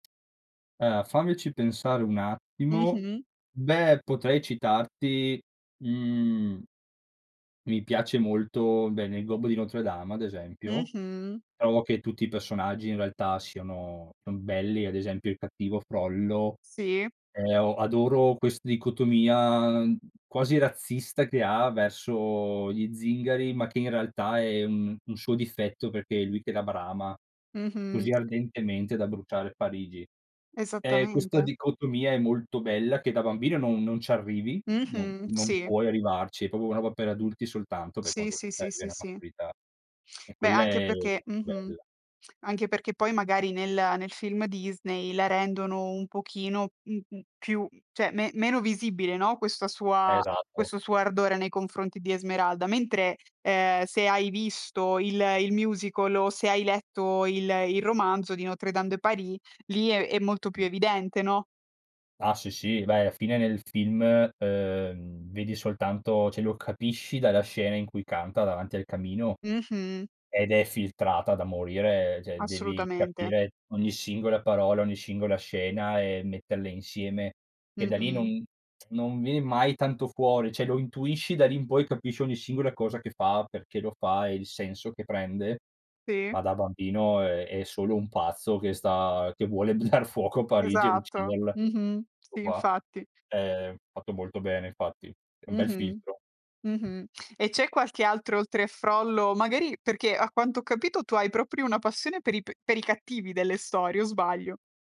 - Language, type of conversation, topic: Italian, podcast, Che cosa rende un personaggio indimenticabile, secondo te?
- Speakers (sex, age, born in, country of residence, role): female, 25-29, Italy, Italy, host; male, 30-34, Italy, Italy, guest
- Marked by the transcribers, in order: tapping; "proprio" said as "popo"; other background noise; "perché" said as "peché"; "cioè" said as "ceh"; "cioè" said as "ceh"; "cioè" said as "ceh"; "metterle" said as "mettelle"; tsk; "cioè" said as "ceh"; laughing while speaking: "dar"; "ucciderla" said as "uccidella"